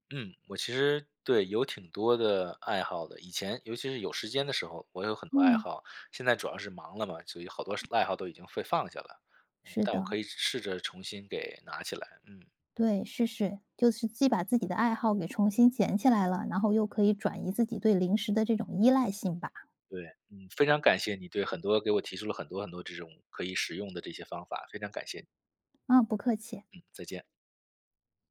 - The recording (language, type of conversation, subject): Chinese, advice, 如何控制零食冲动
- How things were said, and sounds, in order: none